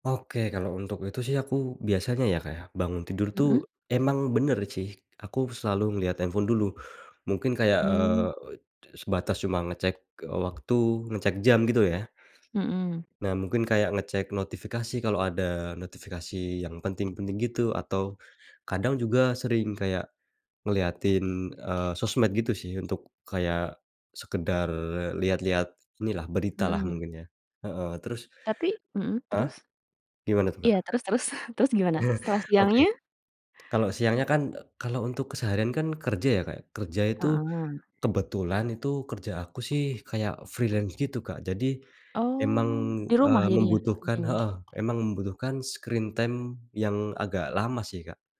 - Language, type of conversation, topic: Indonesian, podcast, Bagaimana kamu mengatur waktu penggunaan layar setiap hari?
- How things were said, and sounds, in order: other background noise; chuckle; tapping; in English: "freelance"; in English: "screen time"